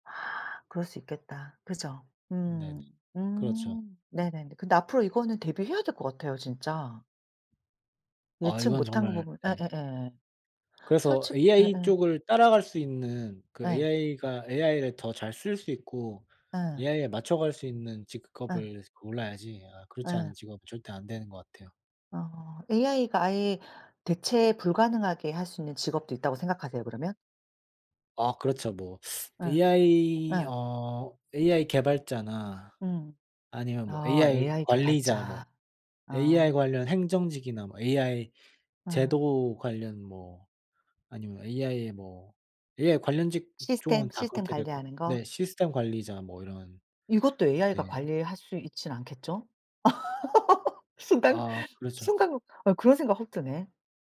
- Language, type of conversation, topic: Korean, unstructured, 로봇이 사람의 일을 대신하는 것에 대해 어떻게 생각하시나요?
- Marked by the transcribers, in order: other background noise; laugh; laughing while speaking: "순간"